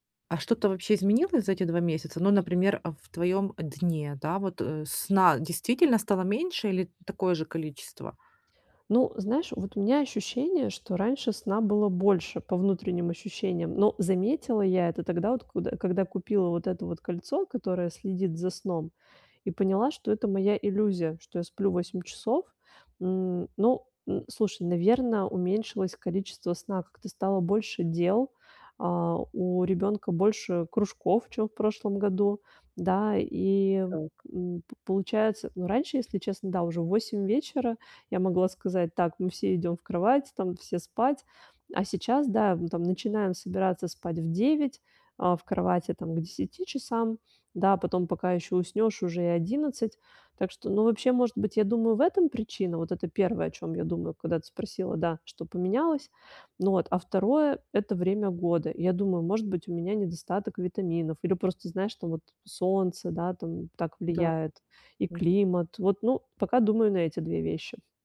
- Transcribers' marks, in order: none
- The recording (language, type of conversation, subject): Russian, advice, Как мне лучше сохранять концентрацию и бодрость в течение дня?